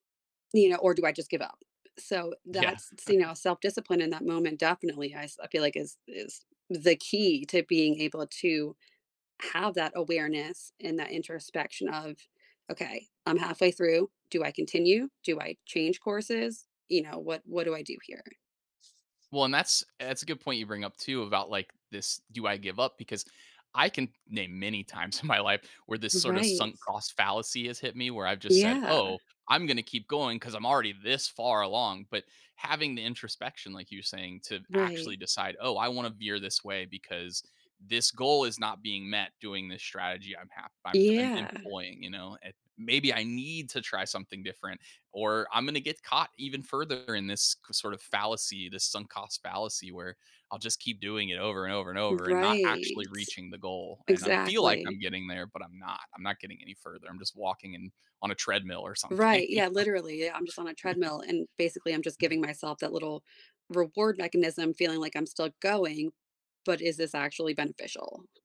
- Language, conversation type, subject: English, unstructured, How does self-discipline shape our ability to reach meaningful goals in life?
- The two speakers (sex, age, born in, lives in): female, 40-44, United States, United States; male, 40-44, United States, United States
- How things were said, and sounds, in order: chuckle; other background noise; stressed: "need"; drawn out: "Right"; laughing while speaking: "something, you know"; chuckle